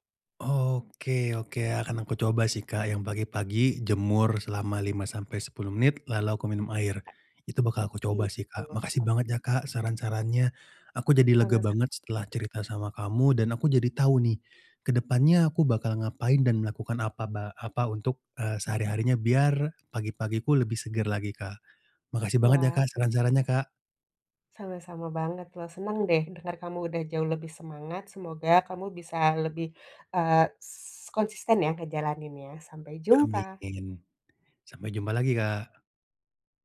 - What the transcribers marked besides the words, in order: tapping
- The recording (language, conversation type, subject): Indonesian, advice, Mengapa saya sering sulit merasa segar setelah tidur meskipun sudah tidur cukup lama?